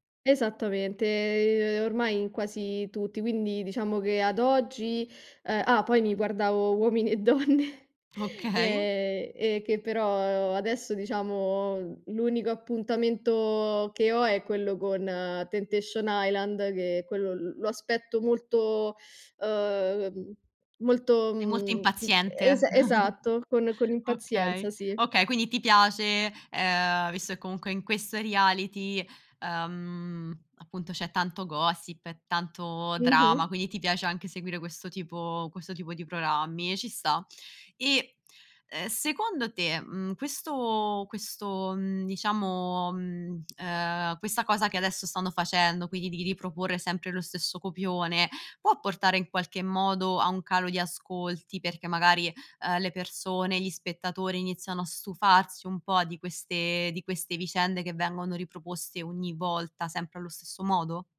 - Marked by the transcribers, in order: drawn out: "Esattamente"; laughing while speaking: "Okay"; laughing while speaking: "donne"; teeth sucking; tapping; chuckle; in English: "reality"; in English: "drama"; "programmi" said as "prorammi"
- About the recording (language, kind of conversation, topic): Italian, podcast, Come spiegheresti perché i reality show esercitano tanto fascino?